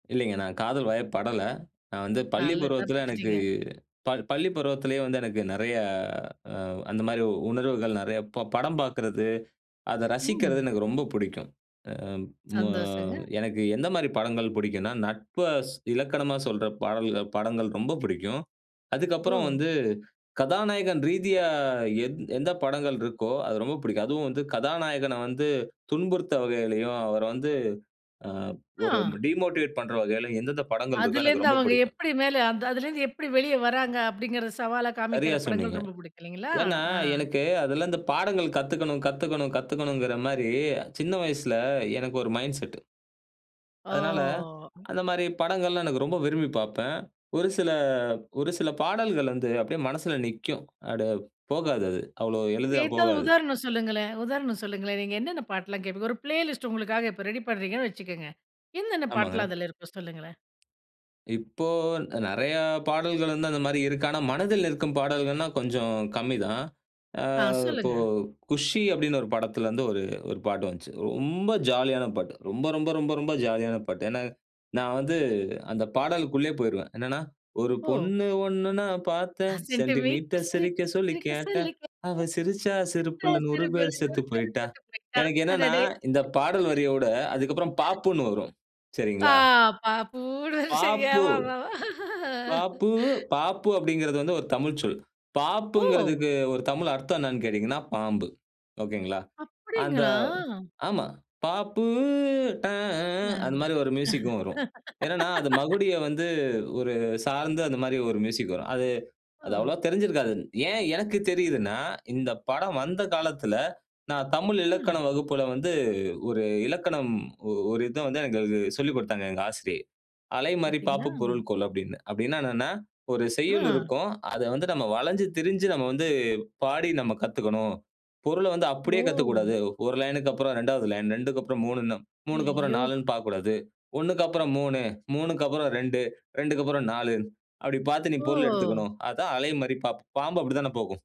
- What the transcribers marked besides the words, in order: in English: "டிமோட்டிவேட்"; in English: "மைண்ட்செட்"; drawn out: "ஓ!"; in English: "பிளேலிஸ்ட்"; singing: "ஒரு பொண்ணு ஒண்ணு நான் பாத்தேன் … பேரு செத்து போயிட்டா"; singing: "சென்டிமீட்டர். சிரிக்க சொல்லி கேட்டேன், சிரிச்சா சிரிப்புல நூறு பேரு செத்து போயிட்டா. அடடே!"; other noise; tapping; unintelligible speech; laughing while speaking: "ஆமாமா, அ"; singing: "பாப்பு ட அ ஆஹ்"; surprised: "அப்படிங்களா?"; laugh
- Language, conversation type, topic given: Tamil, podcast, பாடலுக்கு சொற்களா அல்லது மெலோடியா அதிக முக்கியம்?